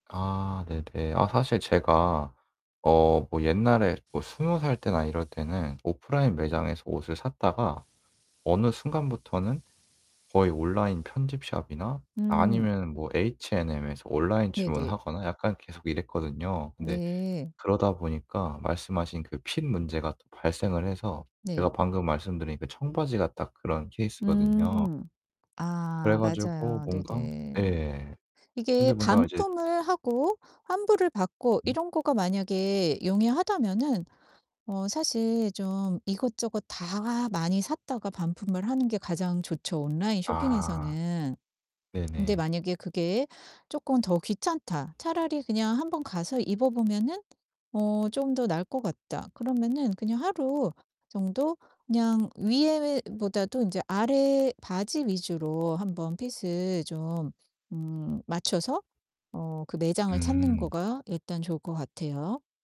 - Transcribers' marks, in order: static; other background noise; distorted speech
- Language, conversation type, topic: Korean, advice, 옷을 고를 때 어떤 스타일이 나에게 맞는지 어떻게 알 수 있을까요?